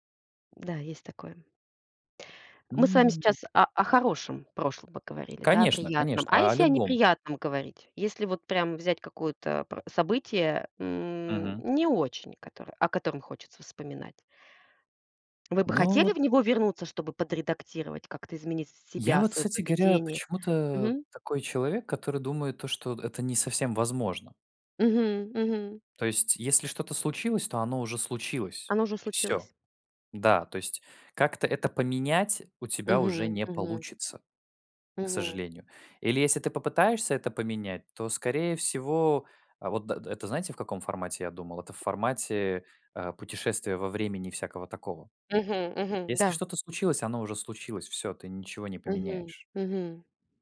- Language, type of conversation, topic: Russian, unstructured, Какое событие из прошлого вы бы хотели пережить снова?
- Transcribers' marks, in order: tapping